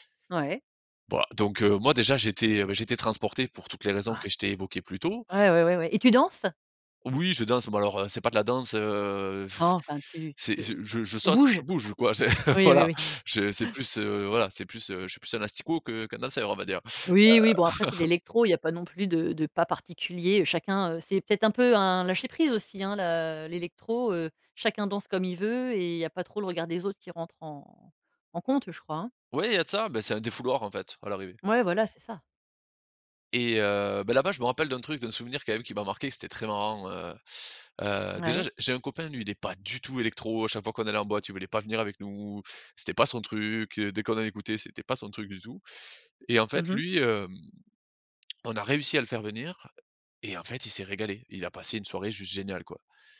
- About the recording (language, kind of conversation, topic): French, podcast, Quel est ton meilleur souvenir de festival entre potes ?
- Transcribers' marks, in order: blowing; laugh; laugh; stressed: "du tout"